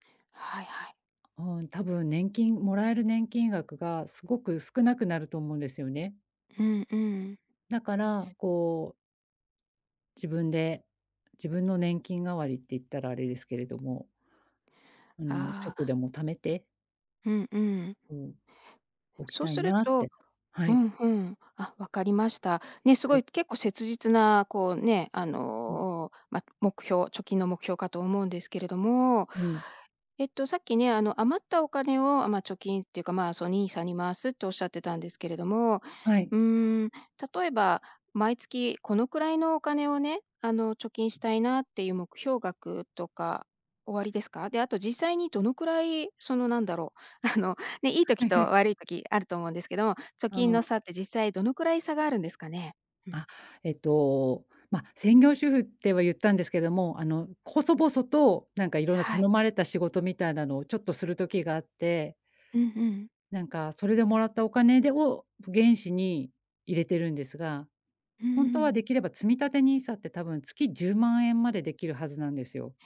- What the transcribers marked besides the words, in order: other background noise; tapping; laughing while speaking: "あの"; chuckle
- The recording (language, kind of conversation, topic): Japanese, advice, 毎月決まった額を貯金する習慣を作れないのですが、どうすれば続けられますか？